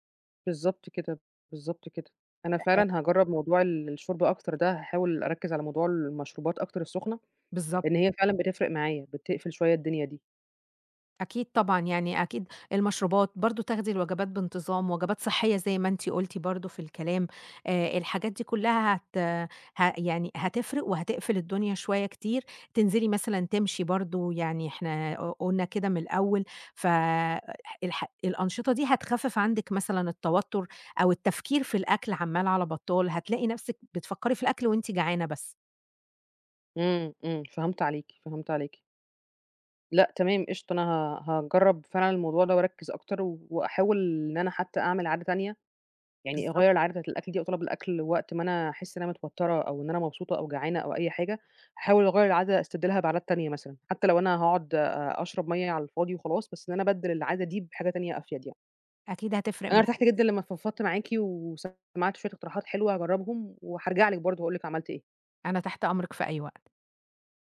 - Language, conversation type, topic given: Arabic, advice, ليه باكل كتير لما ببقى متوتر أو زعلان؟
- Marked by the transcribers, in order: none